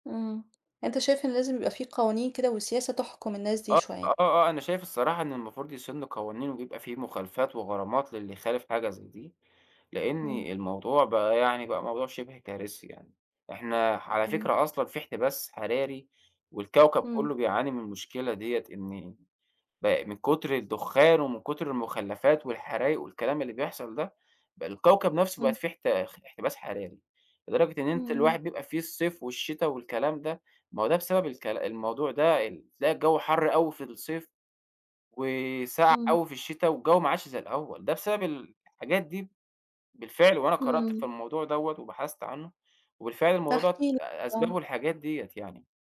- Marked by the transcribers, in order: none
- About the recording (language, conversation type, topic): Arabic, podcast, إيه اللي ممكن نعمله لمواجهة التلوث؟